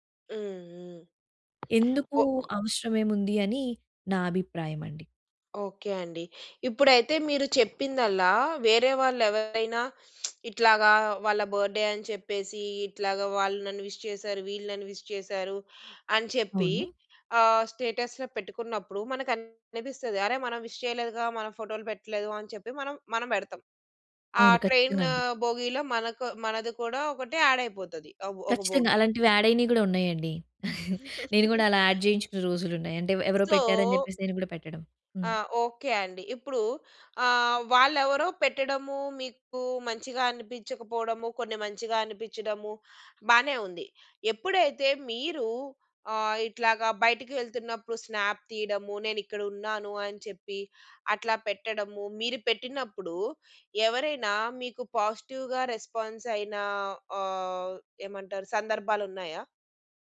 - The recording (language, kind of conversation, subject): Telugu, podcast, ఆన్‌లైన్‌లో పంచుకోవడం మీకు ఎలా అనిపిస్తుంది?
- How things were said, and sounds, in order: other background noise; lip smack; in English: "బర్డే"; in English: "విష్"; in English: "విష్"; in English: "స్టేటస్‌లో"; in English: "విష్"; in English: "ట్రైన్"; in English: "యాడ్"; in English: "యాడ్"; chuckle; giggle; in English: "యాడ్"; in English: "సో"; in English: "స్నాప్"; in English: "పాజిటివ్‌గా రెస్పాన్స్"